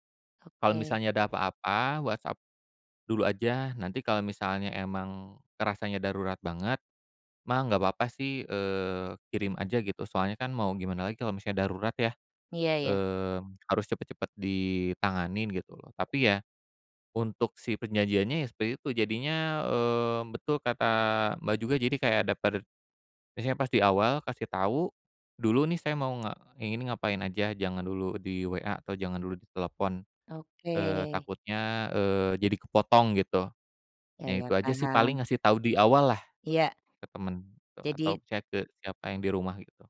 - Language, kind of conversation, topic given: Indonesian, podcast, Gimana cara kamu menyeimbangkan komunikasi online dan obrolan tatap muka?
- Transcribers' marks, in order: other background noise; in English: "chat"